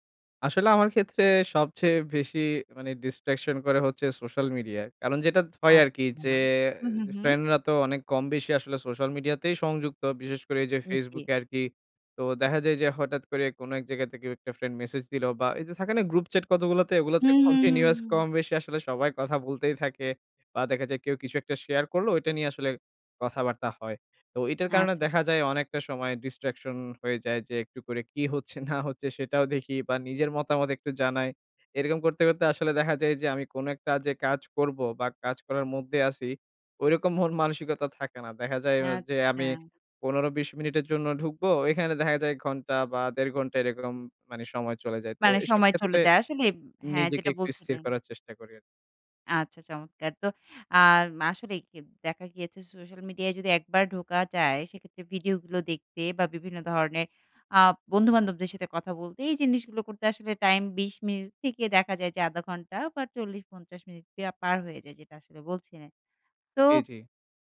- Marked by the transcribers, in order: in English: "distraction"; "ওকে" said as "উমকে"; in English: "distraction"; laughing while speaking: "কি হচ্ছে না হচ্ছে সেটাও দেখি"; laughing while speaking: "মন-মানসিকতা"
- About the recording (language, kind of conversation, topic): Bengali, podcast, অনলাইন বিভ্রান্তি সামলাতে তুমি কী করো?